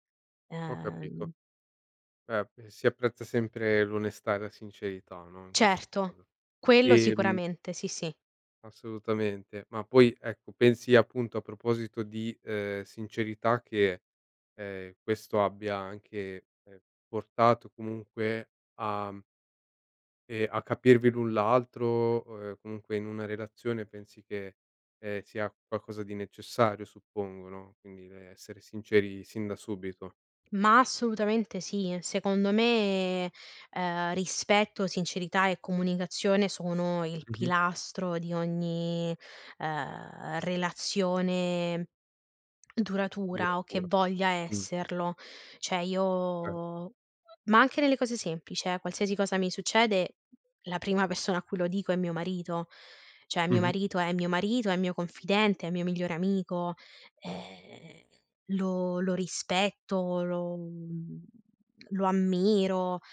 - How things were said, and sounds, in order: "Cioè" said as "ceh"; other background noise; "Okay" said as "kay"; "Cioè" said as "ceh"; tapping
- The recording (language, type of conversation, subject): Italian, podcast, Come scegliere se avere figli oppure no?